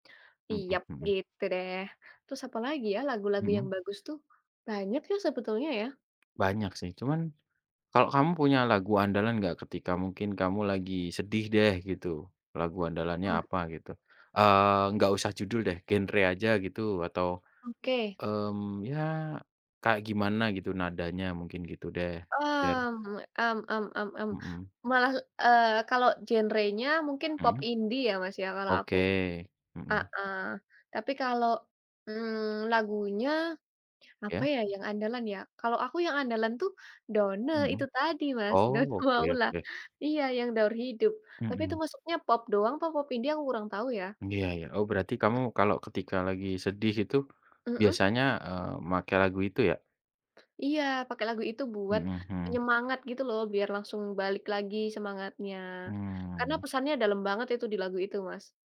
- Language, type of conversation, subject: Indonesian, unstructured, Apa yang membuat sebuah lagu terasa berkesan?
- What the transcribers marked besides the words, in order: other background noise; laughing while speaking: "Donne Maula"